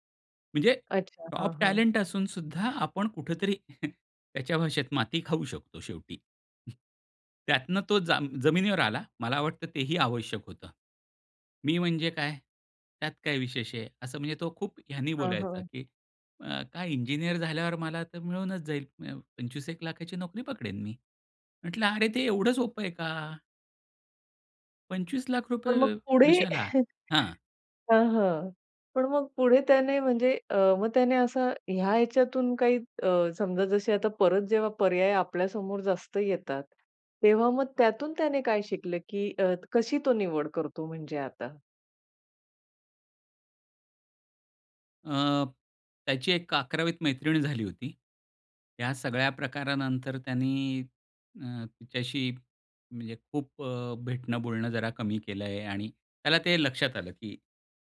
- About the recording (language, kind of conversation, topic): Marathi, podcast, पर्याय जास्त असतील तर तुम्ही कसे निवडता?
- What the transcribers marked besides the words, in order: in English: "टॉप"; chuckle; other background noise; chuckle